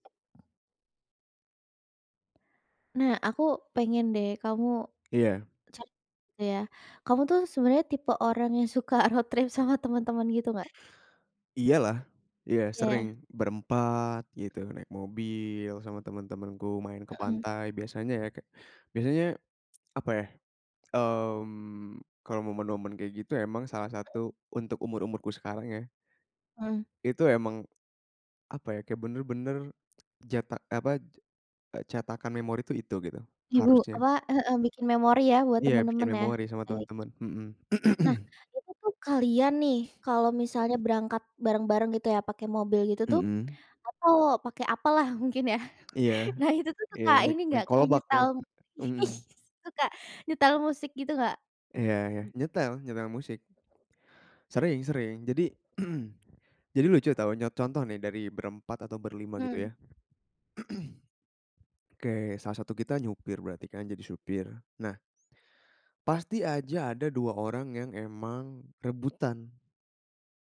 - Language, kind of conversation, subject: Indonesian, podcast, Pernahkah kalian membuat dan memakai daftar putar bersama saat road trip?
- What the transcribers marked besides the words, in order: other background noise; tapping; laughing while speaking: "suka road trip"; throat clearing; laughing while speaking: "ya. Nah itu tuh"; laughing while speaking: "nyetel"; throat clearing; throat clearing